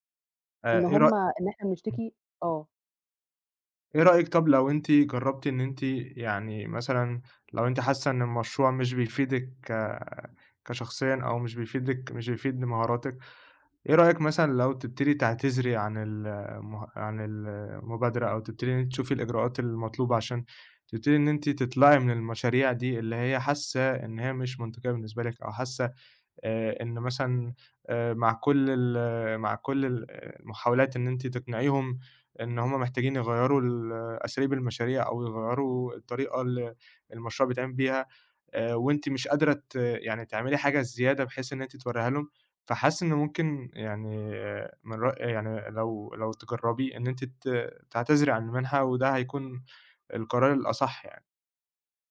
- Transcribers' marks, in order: none
- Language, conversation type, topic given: Arabic, advice, إزاي أقدر أتغلب على صعوبة إني أخلّص مشاريع طويلة المدى؟